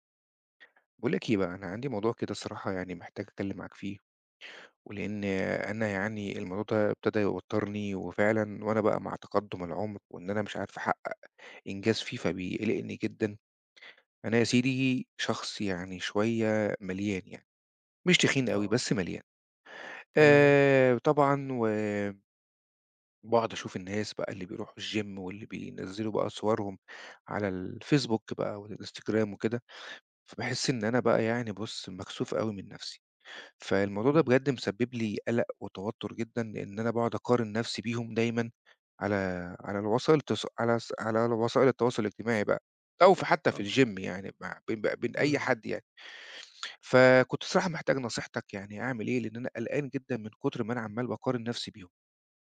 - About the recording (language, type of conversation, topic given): Arabic, advice, إزّاي بتوصف/ي قلقك من إنك تقارن/ي جسمك بالناس على السوشيال ميديا؟
- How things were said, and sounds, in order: in English: "الgym"; other background noise; in English: "الgym"